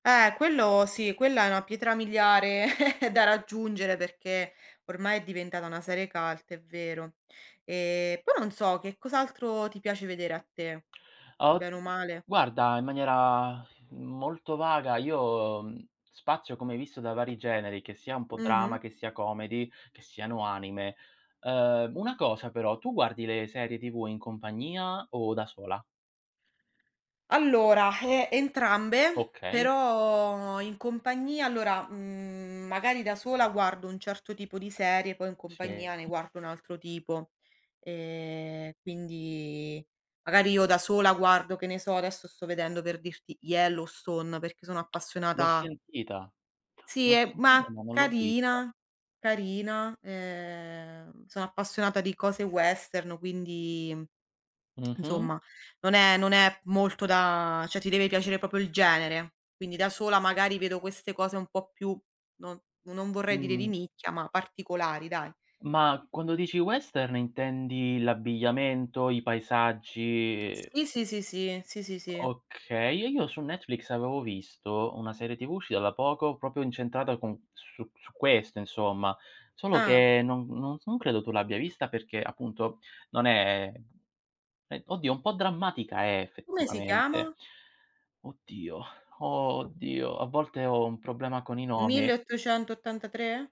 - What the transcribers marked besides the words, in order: chuckle; in English: "cult"; other background noise; tapping; lip smack; "proprio" said as "popo"; "proprio" said as "propio"
- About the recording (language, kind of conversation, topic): Italian, unstructured, Qual è la serie TV che non ti stanchi mai di vedere?